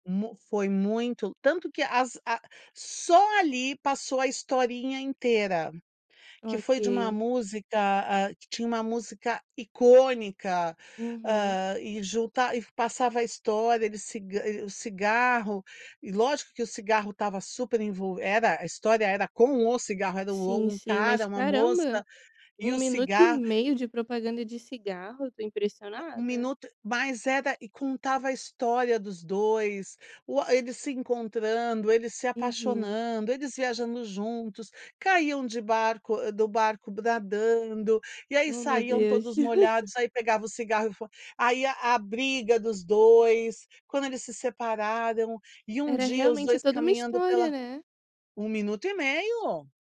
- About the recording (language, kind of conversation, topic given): Portuguese, podcast, Como você explicaria o fenômeno dos influenciadores digitais?
- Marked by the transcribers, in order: laugh